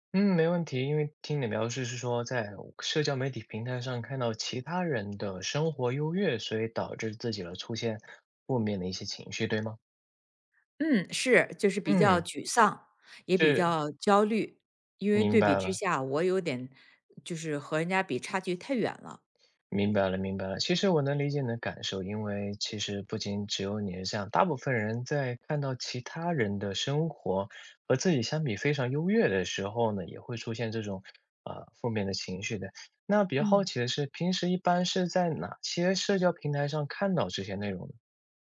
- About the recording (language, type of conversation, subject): Chinese, advice, 社交媒体上频繁看到他人炫耀奢华生活时，为什么容易让人产生攀比心理？
- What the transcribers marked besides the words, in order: none